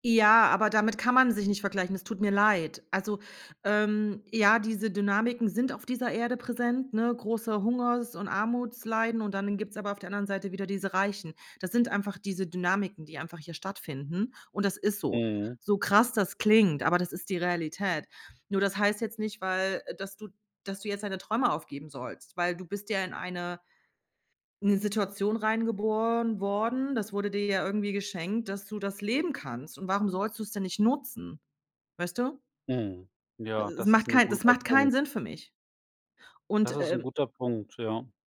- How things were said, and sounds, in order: none
- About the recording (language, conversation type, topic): German, advice, Wie kann es sein, dass ich äußerlich erfolgreich bin, mich innerlich leer fühle und am Sinn meines Lebens zweifle?